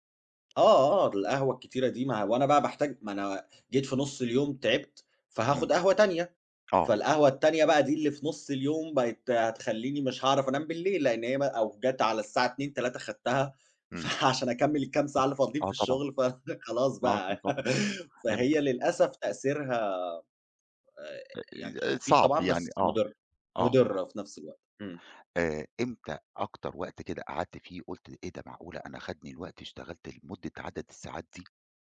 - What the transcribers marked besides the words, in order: tapping; laughing while speaking: "فعشان"; laugh
- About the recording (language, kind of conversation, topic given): Arabic, podcast, إيه العادات الصغيرة اللي حسّنت تركيزك مع الوقت؟